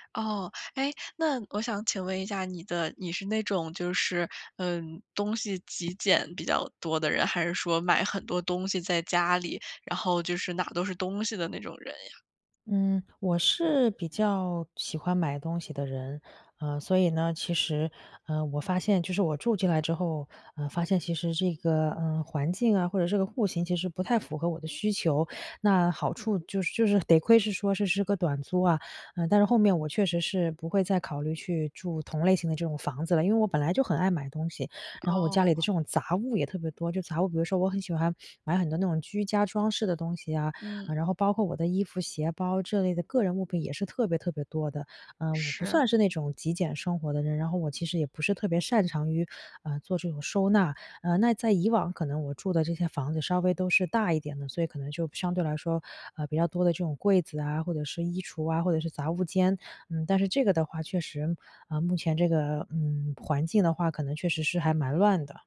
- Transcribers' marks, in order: other background noise; other noise
- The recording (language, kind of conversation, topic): Chinese, advice, 我该如何减少空间里的杂乱来提高专注力？